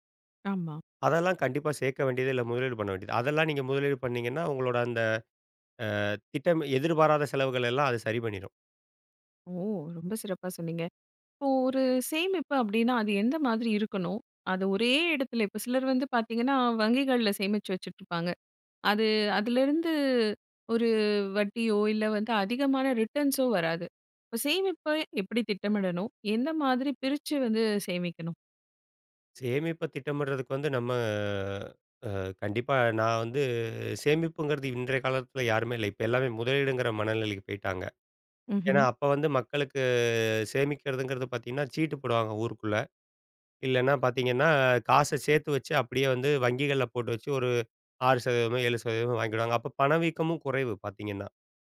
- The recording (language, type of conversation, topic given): Tamil, podcast, பணத்தை இன்றே செலவிடலாமா, சேமிக்கலாமா என்று நீங்கள் எப்படி முடிவு செய்கிறீர்கள்?
- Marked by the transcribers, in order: in English: "ரிட்டர்ன்ஸோ"